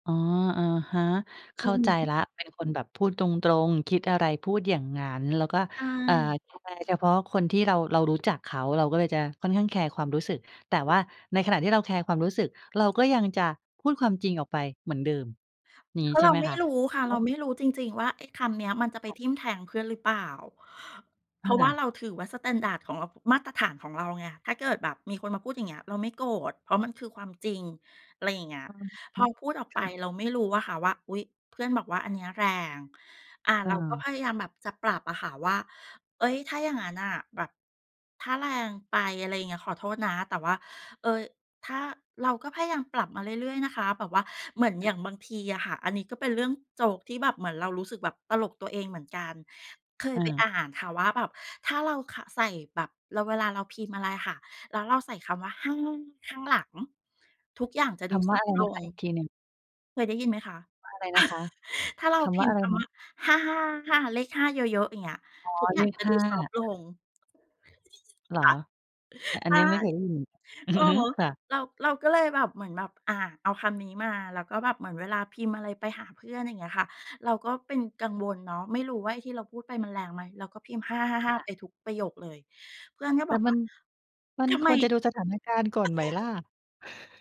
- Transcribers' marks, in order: unintelligible speech; in English: "สแตนดาร์ด"; other background noise; other noise; chuckle; unintelligible speech; chuckle; tapping; chuckle
- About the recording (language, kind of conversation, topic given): Thai, podcast, คุณรับมือกับความกลัวที่จะพูดความจริงอย่างไร?